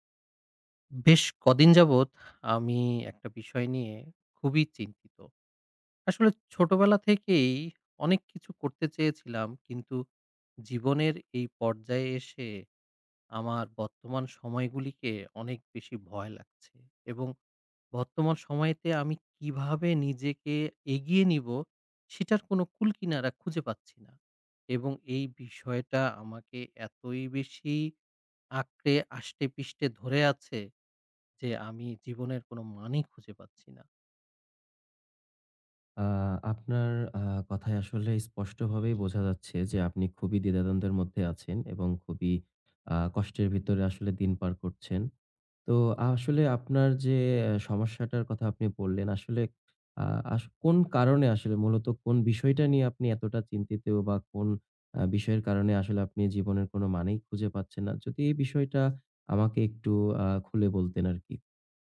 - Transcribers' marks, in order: tapping; other background noise
- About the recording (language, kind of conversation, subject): Bengali, advice, জীবনের বাধ্যবাধকতা ও কাজের চাপের মধ্যে ব্যক্তিগত লক্ষ্যগুলোর সঙ্গে কীভাবে সামঞ্জস্য করবেন?